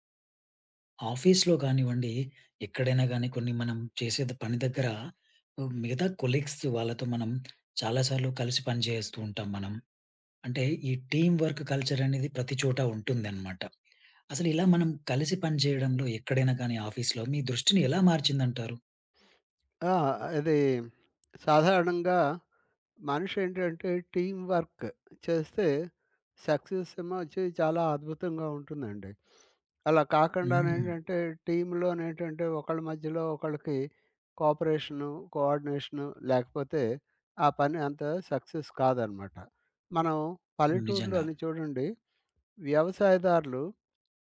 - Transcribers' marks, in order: in English: "ఆఫీస్‌లో"; in English: "కొలీగ్స్"; in English: "టీమ్ వర్క్ కల్చర్"; in English: "ఆఫీస్‌లో"; tapping; in English: "టీమ్ వర్క్"; in English: "సక్సెస్"; in English: "టీమ్‌లో"; in English: "సక్సెస్"
- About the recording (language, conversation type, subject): Telugu, podcast, కలిసి పని చేయడం నీ దృష్టిని ఎలా మార్చింది?